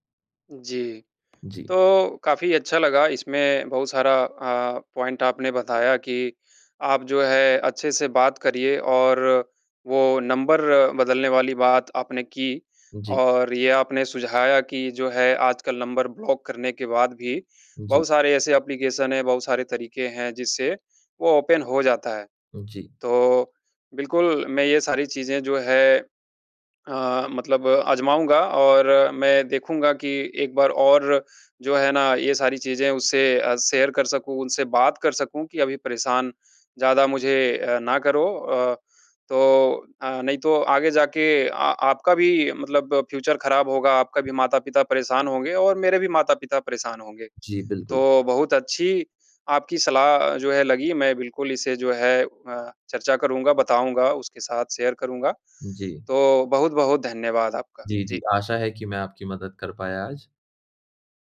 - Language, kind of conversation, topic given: Hindi, advice, मेरा एक्स बार-बार संपर्क कर रहा है; मैं सीमाएँ कैसे तय करूँ?
- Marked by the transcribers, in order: in English: "पॉइंट"; in English: "ब्लॉक"; in English: "ओपन"; in English: "शेयर"; in English: "फ्यूचर"; in English: "शेयर"